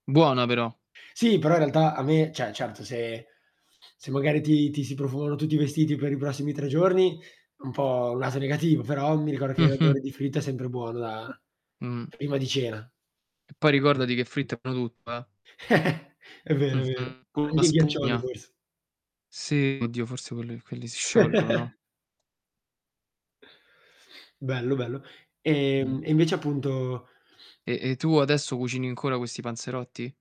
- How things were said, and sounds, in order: "cioè" said as "ceh"; static; tapping; laughing while speaking: "lato negativo"; other background noise; mechanical hum; distorted speech; chuckle; chuckle; sniff
- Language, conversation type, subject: Italian, unstructured, Qual è il tuo piatto preferito da cucinare a casa?
- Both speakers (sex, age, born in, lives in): male, 18-19, Italy, Italy; male, 25-29, Italy, Italy